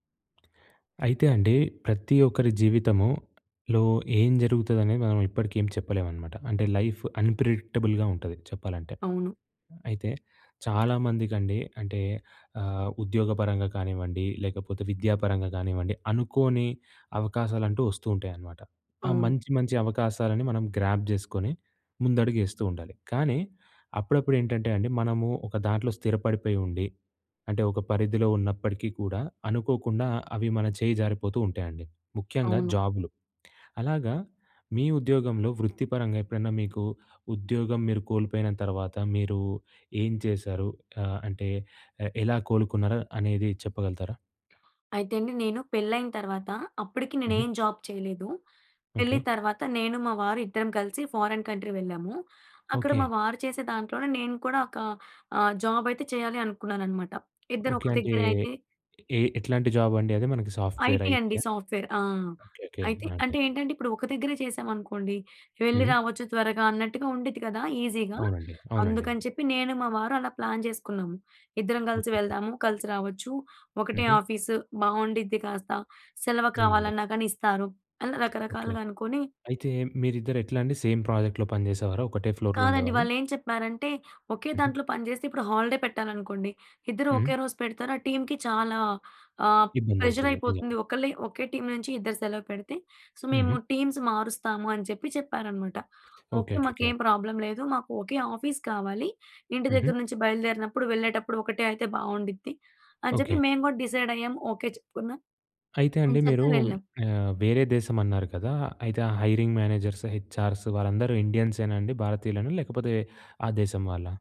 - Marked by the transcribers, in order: in English: "లైఫ్ అన్ప్రెడిక్టబుల్‌గా"; in English: "గ్రాబ్"; in English: "జాబ్"; in English: "ఫోరిన్ కంట్రీ"; in English: "జాబ్"; in English: "జాబ్"; in English: "ఐటీ"; in English: "సాఫ్ట్‌వెర్ ఐటీ"; in English: "సాఫ్ట్‌వెర్"; in English: "ఈజీగా"; in English: "ప్లాన్"; in English: "ఆఫీస్"; in English: "సేమ్ ప్రాజెక్ట్‌లో"; in English: "ఫ్లోర్‌లో"; in English: "హాలిడే"; in English: "టీమ్‌కి"; in English: "ప్రెజర్"; other background noise; in English: "టీమ్"; in English: "సో"; in English: "టీమ్స్"; in English: "ప్రాబ్లం"; in English: "ఆఫీస్"; in English: "డిసైడ్"; in English: "హైరింగ్ మేనేజర్స్"
- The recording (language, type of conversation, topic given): Telugu, podcast, ఉద్యోగం కోల్పోతే మీరు ఎలా కోలుకుంటారు?